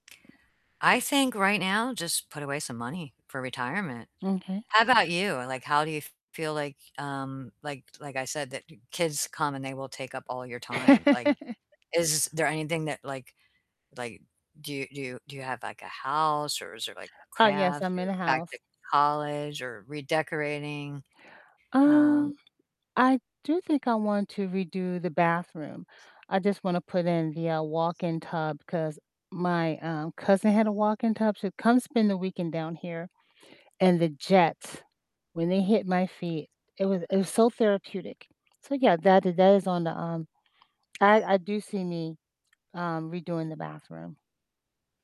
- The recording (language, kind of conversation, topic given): English, unstructured, How do you imagine your life will be different in ten years?
- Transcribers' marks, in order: static; other background noise; laugh; tapping